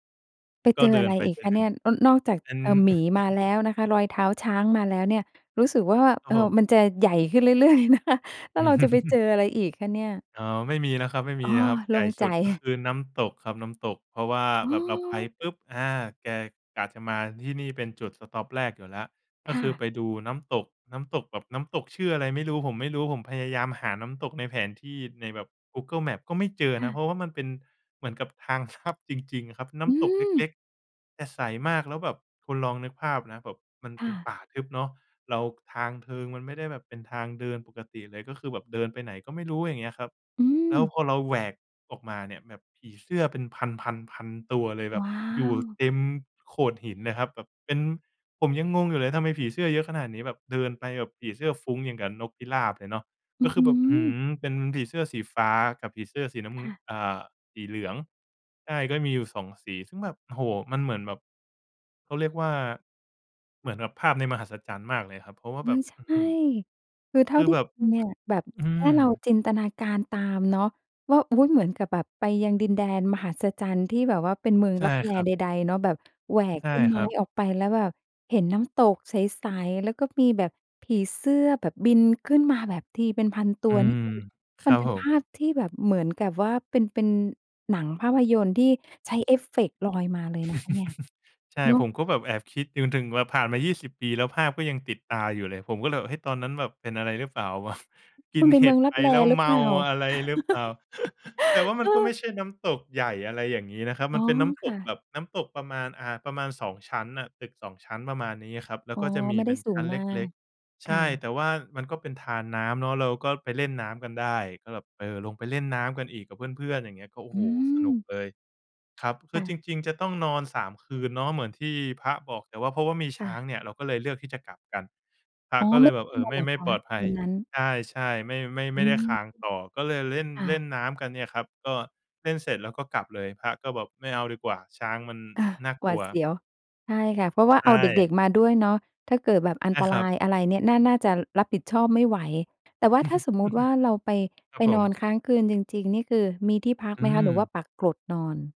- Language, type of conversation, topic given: Thai, podcast, คุณมีเรื่องผจญภัยกลางธรรมชาติที่ประทับใจอยากเล่าให้ฟังไหม?
- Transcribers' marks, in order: chuckle; other background noise; laughing while speaking: "เลยนะคะ"; chuckle; laughing while speaking: "ทับ"; chuckle; joyful: "กินเห็ดไป แล้วเมาอะไรหรือเปล่า ?"; chuckle; giggle; unintelligible speech; chuckle